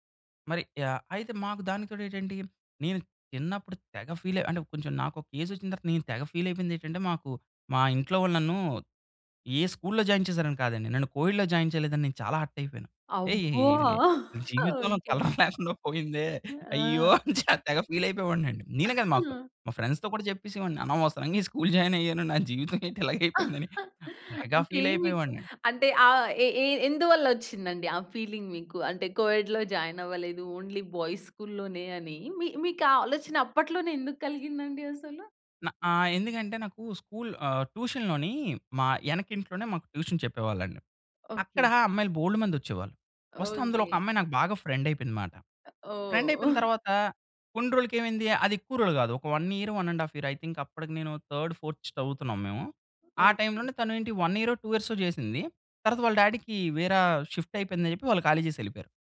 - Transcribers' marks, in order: in English: "ఫీల్"; in English: "ఏజ్"; in English: "ఫీల్"; in English: "జాయిన్"; in English: "కొఎడ్‌లో జాయిన్"; in English: "హర్ట్"; chuckle; laughing while speaking: "కలర్ లేకుండా పోయిందే అయ్యో! అని చా తెగ ఫీల్ అయిపోయేవాడినండి"; in English: "కలర్"; in English: "ఫీల్"; laugh; in English: "ఫ్రెండ్స్‌తో"; in English: "జాయిన్"; chuckle; in English: "ఫీల్"; in English: "ఫీలింగ్"; in English: "కొ‌ఎడ్‌లో జాయిన్"; in English: "ఓన్లీ బాయ్స్"; in English: "ట్యూషన్‌లోని"; in English: "ట్యూషన్"; in English: "ఫ్రెండ్"; in English: "ఫ్రెండ్"; chuckle; in English: "వన్ ఇయర్, వన్ అండ్ హాఫ్ ఇయర్ ఐ థింక్"; in English: "థర్డ్ ఫోర్త్"; in English: "వన్"; in English: "టూ"; in English: "డ్యాడీకి"; in English: "షిఫ్ట్"
- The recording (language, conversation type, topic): Telugu, podcast, మీ ఆత్మవిశ్వాసాన్ని పెంచిన అనుభవం గురించి చెప్పగలరా?